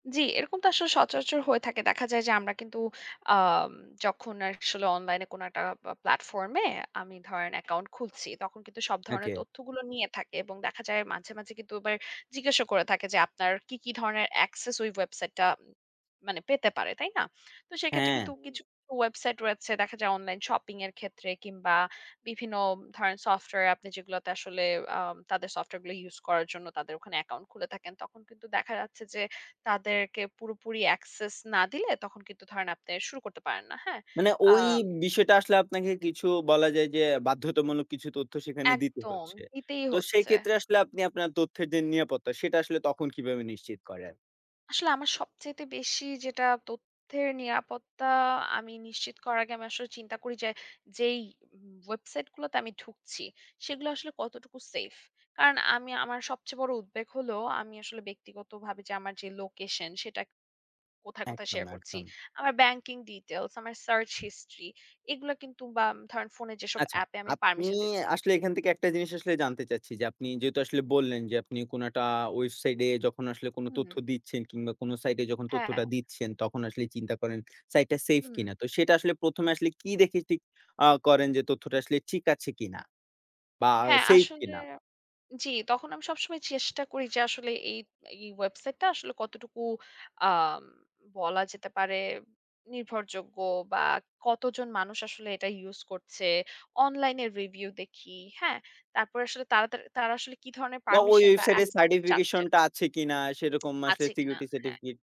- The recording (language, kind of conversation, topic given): Bengali, podcast, অনলাইনে গোপনীয়তা নিয়ে আপনি সবচেয়ে বেশি কী নিয়ে উদ্বিগ্ন?
- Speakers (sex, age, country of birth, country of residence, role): female, 25-29, Bangladesh, United States, guest; male, 20-24, Bangladesh, Bangladesh, host
- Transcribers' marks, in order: other background noise; "একটা" said as "অ্যাটা"; lip smack